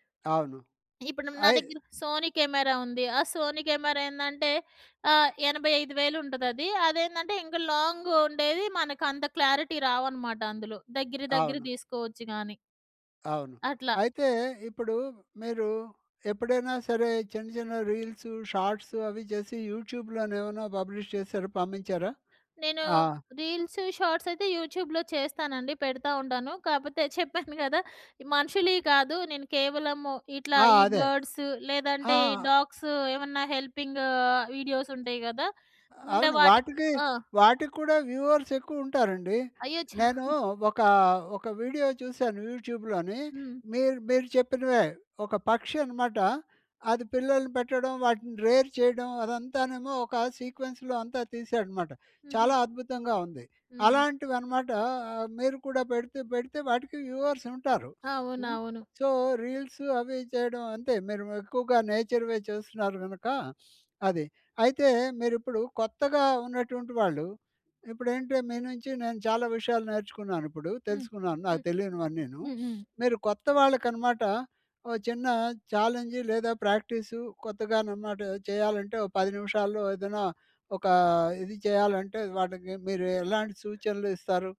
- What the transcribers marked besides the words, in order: in English: "లాంగ్"; in English: "క్లారిటీ"; in English: "యూట్యూబ్‌లో"; in English: "పబ్లిష్"; in English: "రీల్స్, షార్ట్స్"; in English: "యూట్యూబ్‌లో"; in English: "బర్డ్స్"; in English: "డాగ్స్"; in English: "హెల్పింగ్"; in English: "వీడియోస్"; in English: "వ్యూవర్స్"; chuckle; in English: "యూట్యూబ్‍లోని"; in English: "సీక్వెన్స్‌లో"; in English: "వ్యూవర్స్"; sniff; in English: "సో, రీల్స్"; in English: "నేచర్‌వే"; sniff; sniff
- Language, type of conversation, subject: Telugu, podcast, ఫోన్‌తో మంచి వీడియోలు ఎలా తీసుకోవచ్చు?